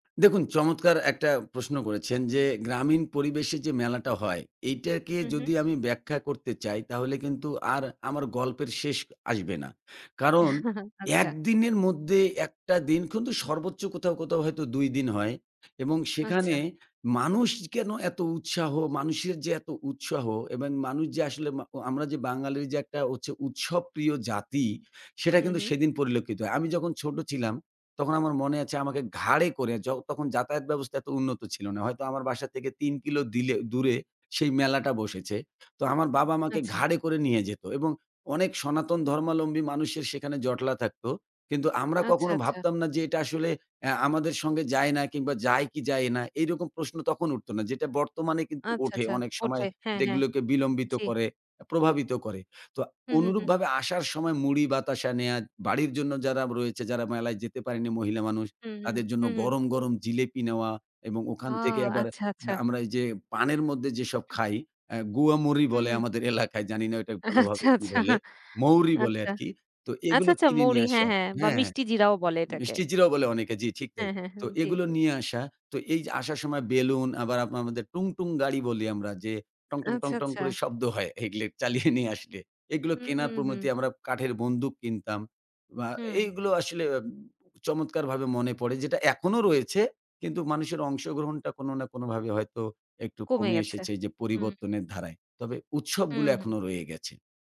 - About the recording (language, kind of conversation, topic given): Bengali, podcast, ঋতু ও উৎসবের সম্পর্ক কেমন ব্যাখ্যা করবেন?
- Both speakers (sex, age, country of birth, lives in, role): female, 30-34, Bangladesh, Bangladesh, host; male, 40-44, Bangladesh, Bangladesh, guest
- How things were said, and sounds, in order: chuckle; laughing while speaking: "আচ্ছা, আচ্ছা"; laughing while speaking: "এলাকায়"; laughing while speaking: "আচ্ছা, আচ্ছা"; laughing while speaking: "এগুলি চালিয়ে নিয়ে আসলে"